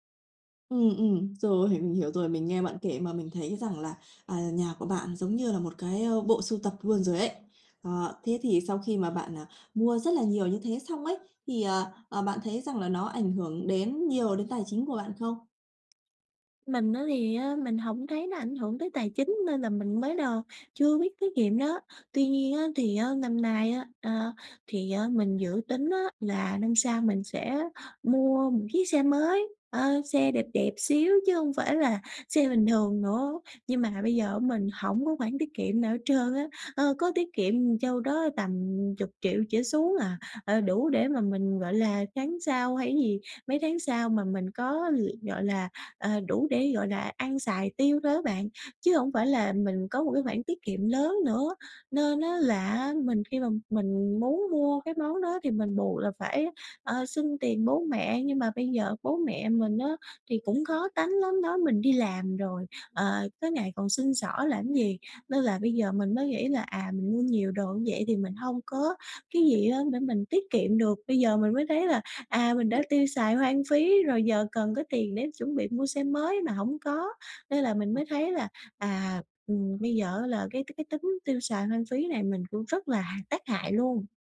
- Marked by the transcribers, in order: laughing while speaking: "Rồi"; bird; tapping; other background noise; unintelligible speech
- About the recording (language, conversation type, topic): Vietnamese, advice, Làm sao để hài lòng với những thứ mình đang có?